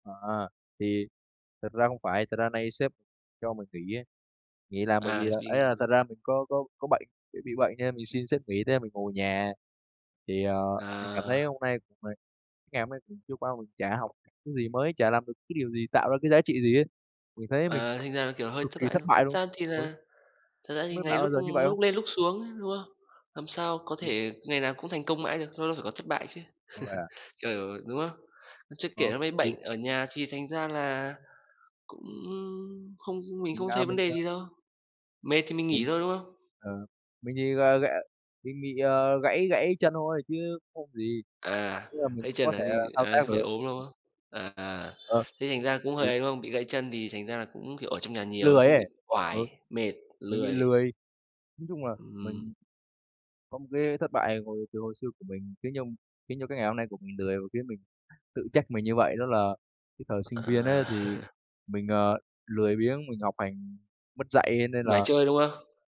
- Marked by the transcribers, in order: other background noise; tapping; chuckle; horn; chuckle
- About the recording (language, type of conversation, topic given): Vietnamese, unstructured, Bạn đã từng thất bại và học được điều gì từ đó?